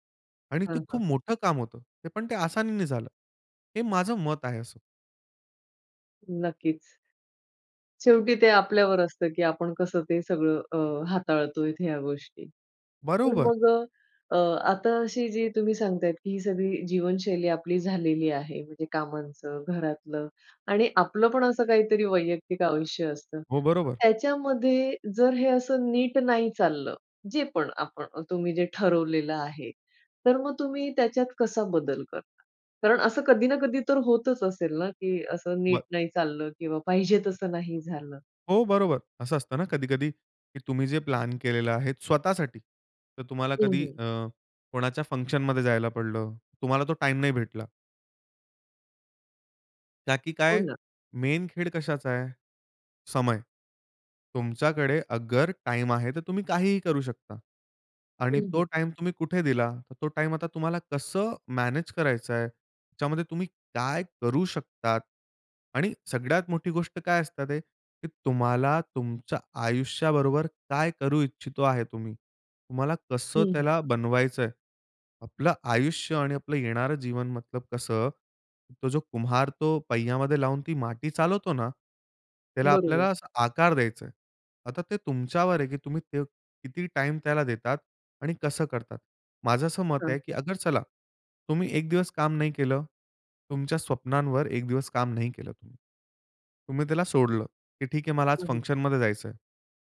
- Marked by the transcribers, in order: stressed: "स्वतःसाठी"; tapping; in English: "मेन"
- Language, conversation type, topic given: Marathi, podcast, तुम्ही तुमची कामांची यादी व्यवस्थापित करताना कोणते नियम पाळता?